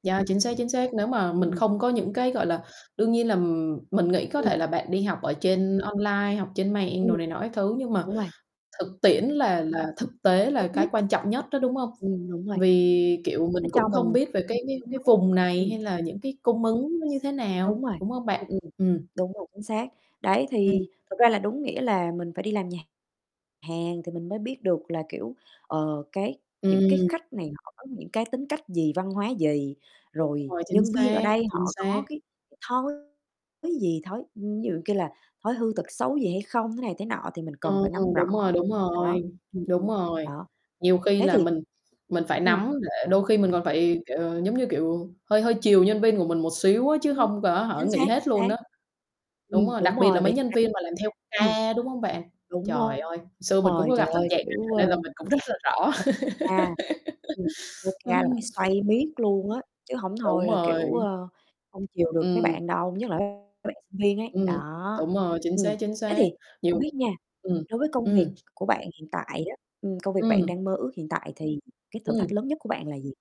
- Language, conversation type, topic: Vietnamese, unstructured, Công việc trong mơ của bạn là gì?
- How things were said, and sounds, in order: other background noise; distorted speech; tapping; unintelligible speech; unintelligible speech; laugh; teeth sucking